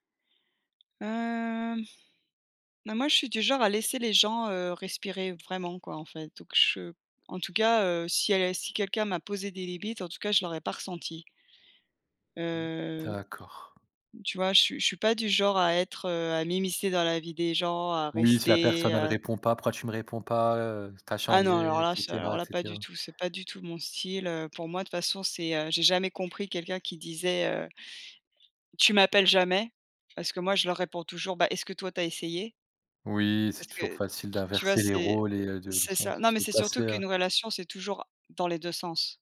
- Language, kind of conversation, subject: French, podcast, Comment poser des limites sans blesser ses proches ?
- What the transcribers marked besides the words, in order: drawn out: "Hem"; "limites" said as "libites"; tapping; other background noise